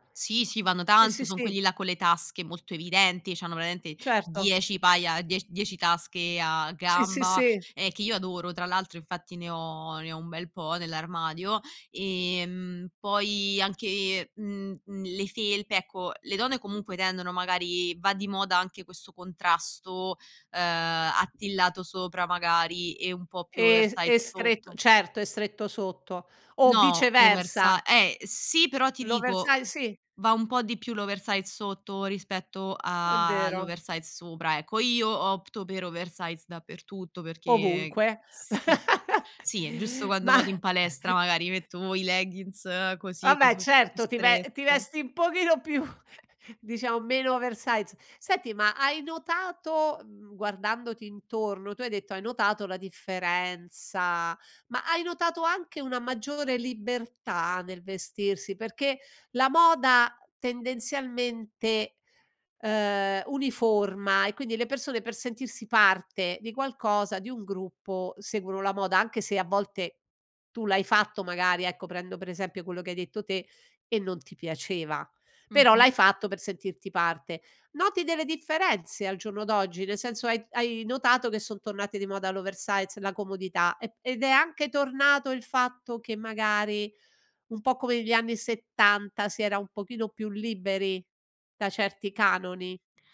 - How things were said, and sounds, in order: other background noise; chuckle; stressed: "pochino"
- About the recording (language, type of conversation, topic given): Italian, podcast, Come pensi che evolva il tuo stile con l’età?